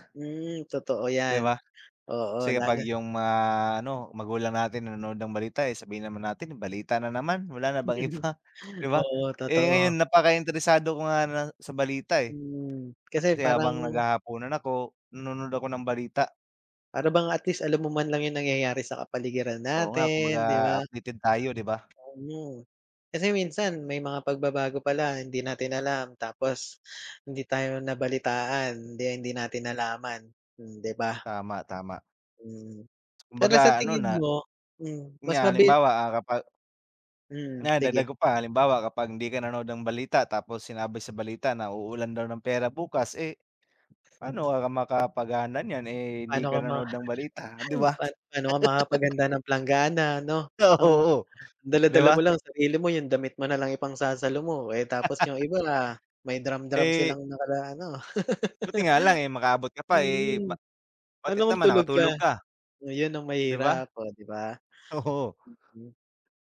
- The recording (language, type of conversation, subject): Filipino, unstructured, Ano ang palagay mo sa epekto ng midyang panlipunan sa balita?
- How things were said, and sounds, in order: other background noise; laugh; tapping; unintelligible speech; laugh; laugh; laugh